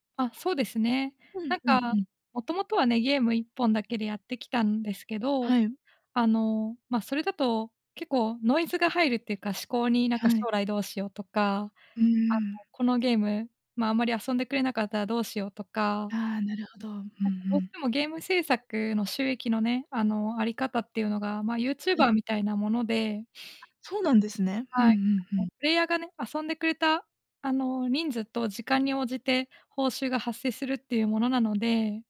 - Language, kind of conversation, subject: Japanese, advice, 複数の目標があって優先順位をつけられず、混乱してしまうのはなぜですか？
- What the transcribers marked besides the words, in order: none